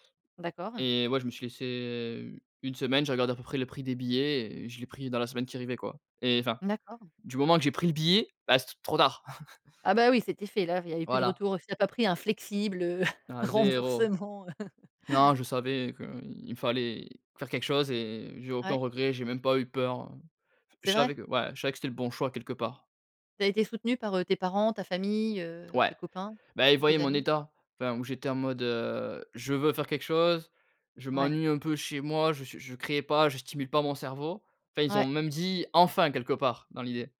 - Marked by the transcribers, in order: chuckle; chuckle; laughing while speaking: "remboursement, heu"; chuckle; stressed: "veux"
- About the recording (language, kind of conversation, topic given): French, podcast, Quelle décision prise sur un coup de tête s’est révélée gagnante ?
- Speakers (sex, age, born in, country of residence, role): female, 40-44, France, Netherlands, host; male, 30-34, France, France, guest